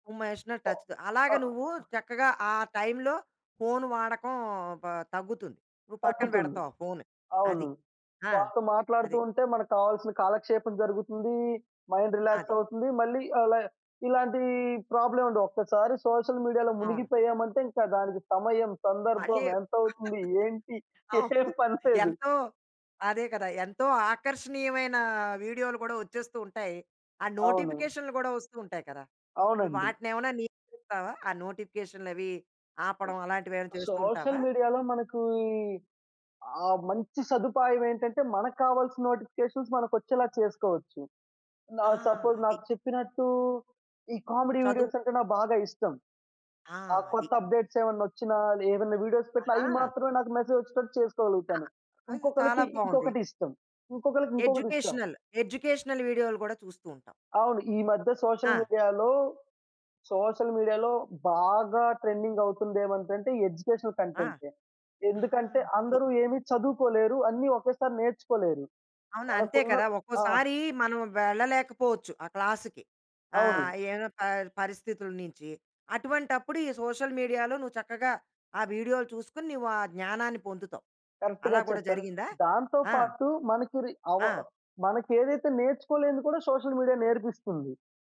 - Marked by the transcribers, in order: unintelligible speech; in English: "టచ్"; "తగ్గుతుంది" said as "తక్కుతుంది"; in English: "మైండ్ రిలాక్స్"; in English: "సోషల్ మీడియాలో"; laughing while speaking: "అవును"; laughing while speaking: "ఏం పని లేదు"; other background noise; in English: "సోషల్ మీడియాలో"; in English: "నోటిఫికేషన్స్"; in English: "సపోజ్"; in English: "వీడియోస్"; in English: "అప్డేట్స్"; in English: "వీడియోస్"; in English: "మెసేజ్"; in English: "ఎడ్యుకేషనల్, ఎడ్యుకేషనల్"; in English: "సోషల్ మీడియాలో, సోషల్ మీడియాలో"; in English: "ట్రెండింగ్"; in English: "ఎడ్యుకేషనల్"; in English: "క్లాస్‌కి"; in English: "సోషల్ మీడియాలో"; in English: "కరెక్ట్‌గా"; in English: "సోషల్ మీడియా"
- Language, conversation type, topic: Telugu, podcast, సామాజిక మాధ్యమాలు మీ ఒంటరితనాన్ని తగ్గిస్తున్నాయా లేదా మరింత పెంచుతున్నాయా?